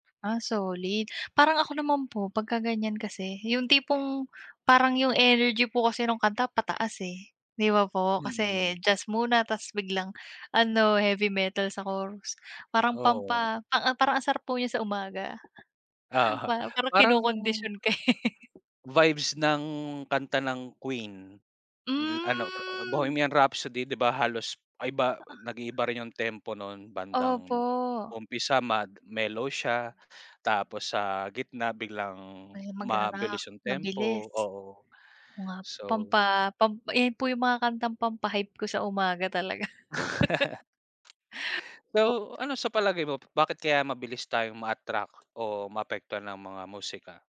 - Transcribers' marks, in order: laughing while speaking: "Oo"; other background noise; laughing while speaking: "eh"; drawn out: "Hmm"; tapping; laugh
- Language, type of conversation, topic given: Filipino, unstructured, Paano sa palagay mo nakaaapekto ang musika sa ating mga damdamin?